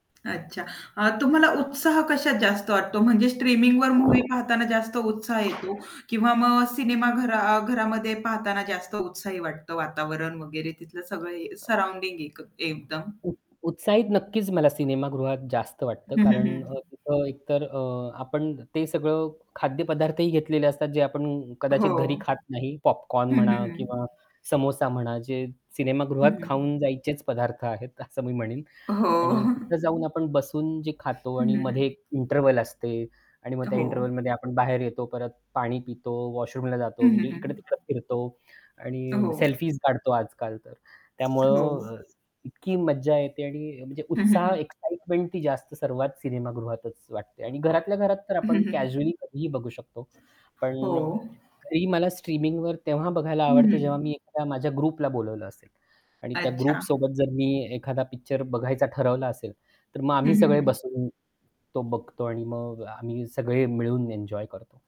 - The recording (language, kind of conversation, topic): Marathi, podcast, स्ट्रीमिंग सेवा तुला सिनेमागृहापेक्षा कशी वाटते?
- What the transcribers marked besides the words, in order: static; other background noise; tapping; in English: "सराउंडिंग"; chuckle; in English: "वॉशरूमला"; distorted speech; in English: "एक्साईटमेंट"; unintelligible speech; in English: "कॅज्युअली"; in English: "ग्रुपला"; in English: "ग्रुप"